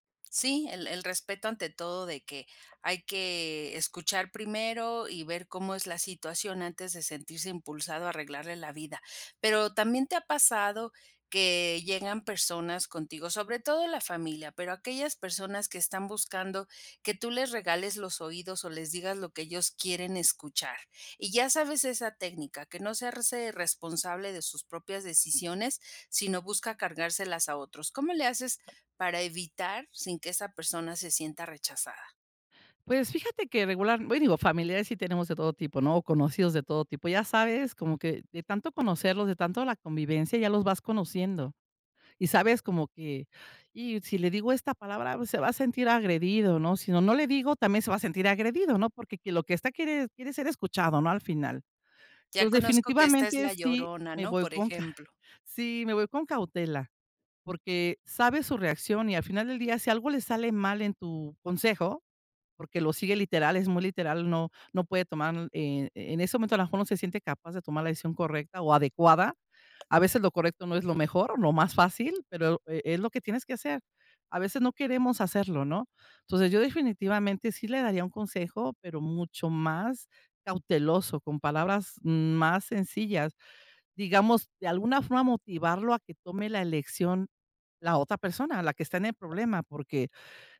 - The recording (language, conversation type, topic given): Spanish, podcast, ¿Cómo ofreces apoyo emocional sin intentar arreglarlo todo?
- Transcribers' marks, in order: tapping; other background noise